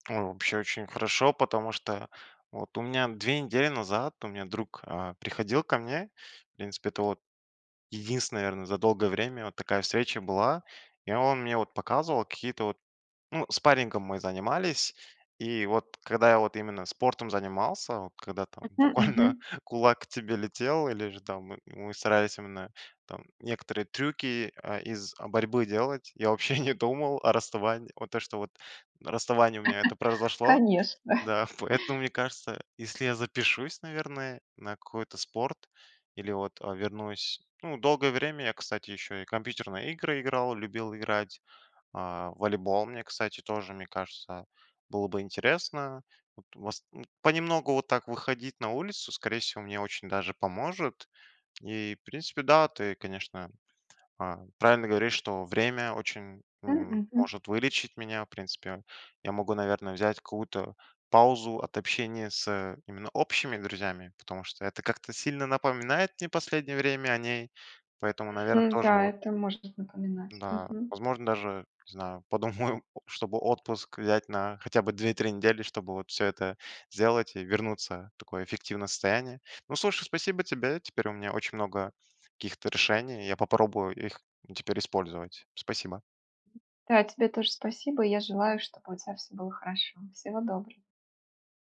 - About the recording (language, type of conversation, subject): Russian, advice, Как пережить расставание после долгих отношений или развод?
- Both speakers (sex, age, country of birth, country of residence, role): female, 45-49, Russia, Mexico, advisor; male, 20-24, Kazakhstan, Hungary, user
- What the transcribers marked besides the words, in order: stressed: "единственная"; laughing while speaking: "вообще"; laugh; stressed: "общими"; laughing while speaking: "подумаю"; other background noise